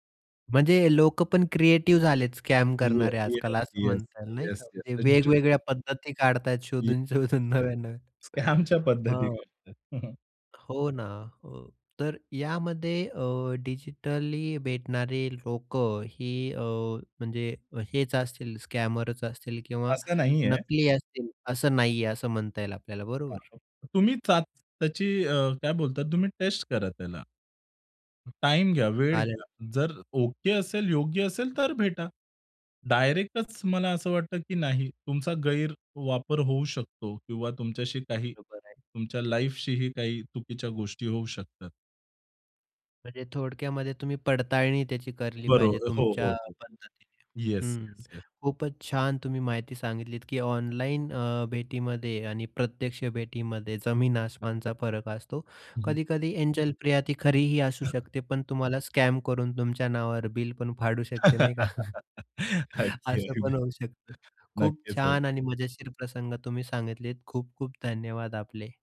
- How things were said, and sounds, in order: in English: "स्कॅम"; unintelligible speech; laughing while speaking: "शोधून-शोधून"; chuckle; laughing while speaking: "स्कॅमच्या पद्धती"; tapping; unintelligible speech; chuckle; in English: "स्कॅमर"; unintelligible speech; in English: "लाईफशीही"; "केली" said as "करली"; other background noise; in English: "स्कॅमकरून"; laugh; laughing while speaking: "अगदी, अगदी. नक्कीच हो"; chuckle; laughing while speaking: "असं पण होऊ शकतं"
- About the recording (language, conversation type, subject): Marathi, podcast, ऑनलाइन ओळखीत आणि प्रत्यक्ष भेटीत विश्वास कसा निर्माण कराल?